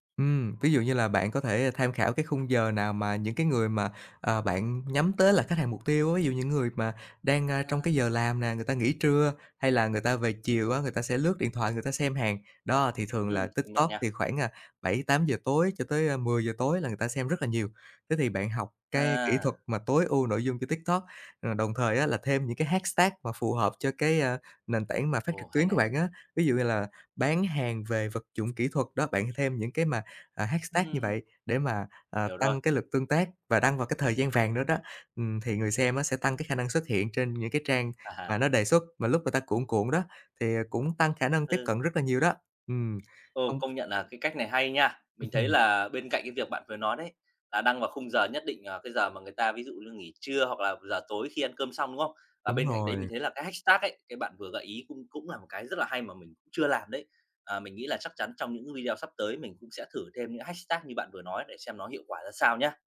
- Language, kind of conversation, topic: Vietnamese, advice, Làm thế nào để ngừng so sánh bản thân với người khác để không mất tự tin khi sáng tạo?
- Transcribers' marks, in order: other background noise; tapping; in English: "hashtag"; in English: "hashtag"; "là" said as "nà"; chuckle; in English: "hashtag"; in English: "hashtag"